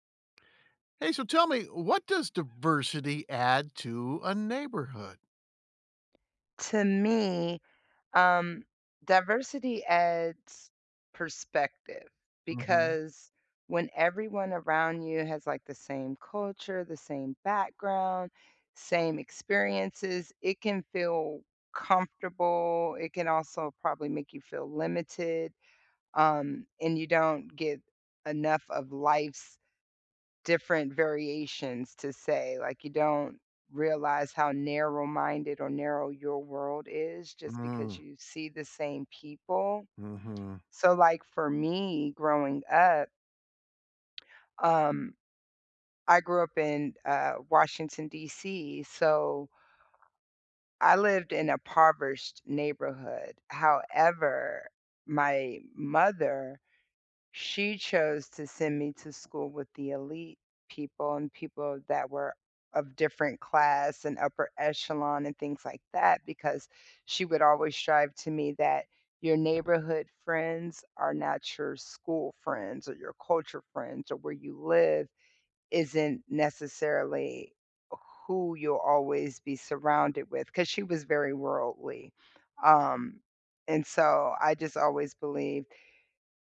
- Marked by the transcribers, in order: tapping
- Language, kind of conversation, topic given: English, unstructured, What does diversity add to a neighborhood?